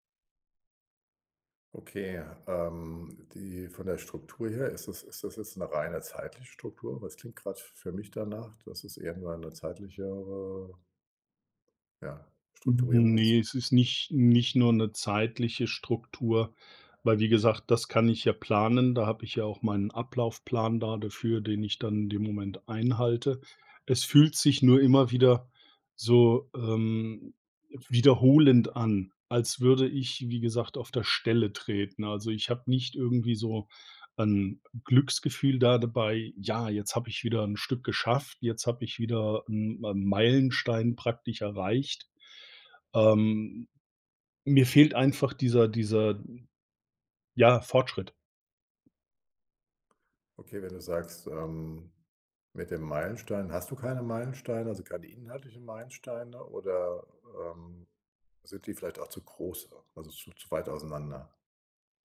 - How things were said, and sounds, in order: none
- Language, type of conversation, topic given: German, advice, Wie kann ich Fortschritte bei gesunden Gewohnheiten besser erkennen?